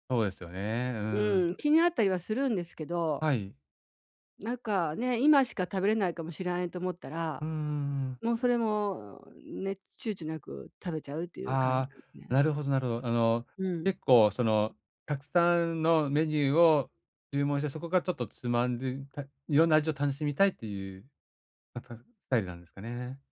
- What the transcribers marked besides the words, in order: other background noise
- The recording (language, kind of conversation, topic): Japanese, advice, 外食のとき、どうすれば健康的な選択ができますか？